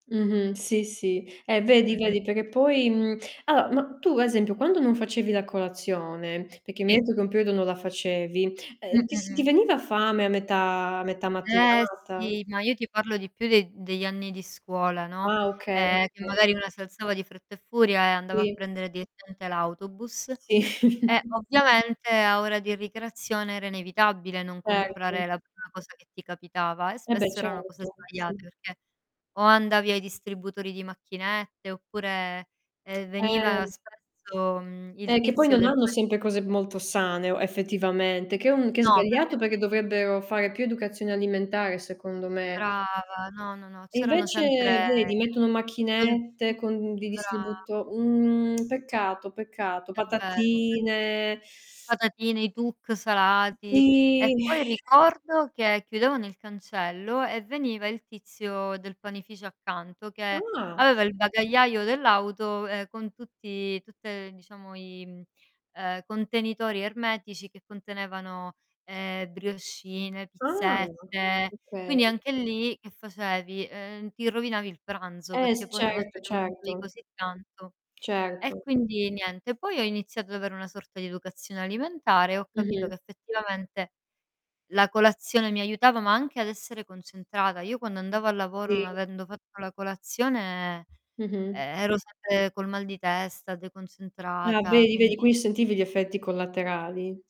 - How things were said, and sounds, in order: other background noise; "allora" said as "aloa"; static; distorted speech; chuckle; tapping; unintelligible speech; unintelligible speech; lip smack; unintelligible speech; drawn out: "patatine"; teeth sucking; drawn out: "Sì"; other noise; surprised: "Ah"
- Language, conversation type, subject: Italian, unstructured, Qual è la tua colazione ideale per iniziare bene la giornata?